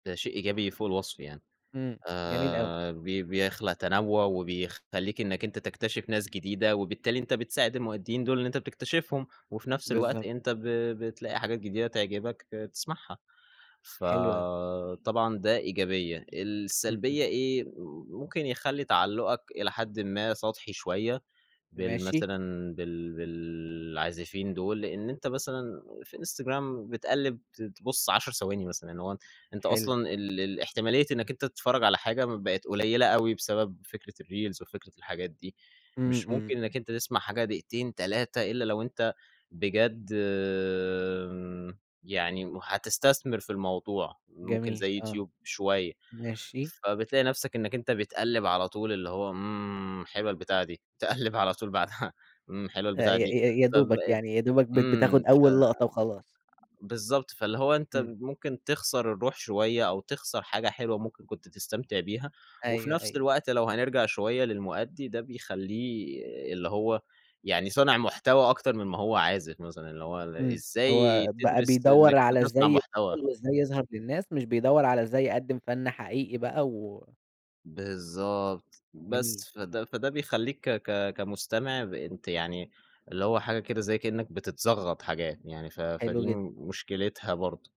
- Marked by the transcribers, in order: in English: "الreels"; laughing while speaking: "تقلّب على طول بعدها"
- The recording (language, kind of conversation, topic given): Arabic, podcast, إزاي التكنولوجيا غيّرت علاقتك بالموسيقى؟